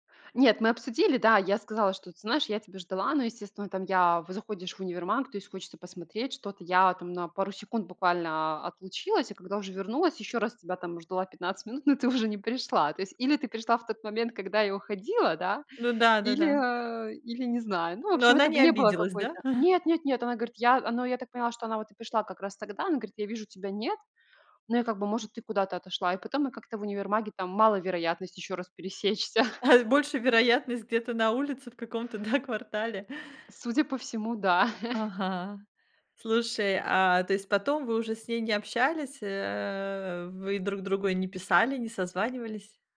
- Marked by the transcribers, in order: laugh; laughing while speaking: "пересечься"; chuckle; chuckle; chuckle
- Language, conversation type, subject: Russian, podcast, Как ты познакомился(ась) с незнакомцем, который помог тебе найти дорогу?